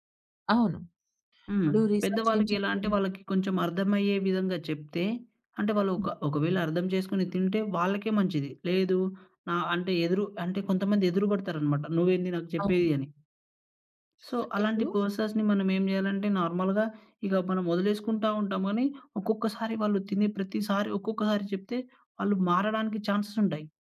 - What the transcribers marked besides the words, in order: in English: "రీసెర్చ్"; other noise; other background noise; in English: "సో"; in English: "పర్సన్స్‌ని"; in English: "నార్మల్‌గా"; in English: "ఛాన్సెస్"
- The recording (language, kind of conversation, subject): Telugu, podcast, పికీగా తినేవారికి భోజనాన్ని ఎలా సరిపోయేలా మార్చాలి?